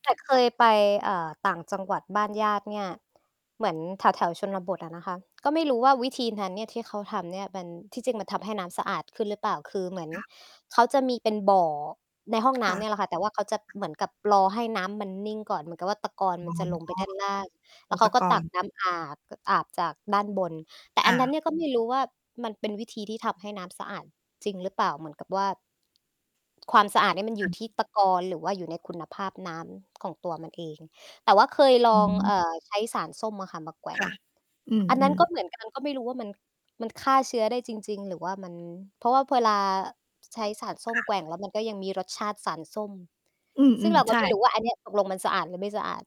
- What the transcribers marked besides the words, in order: other noise; distorted speech
- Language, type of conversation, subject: Thai, unstructured, น้ำสะอาดมีความสำคัญต่อชีวิตของเราอย่างไร?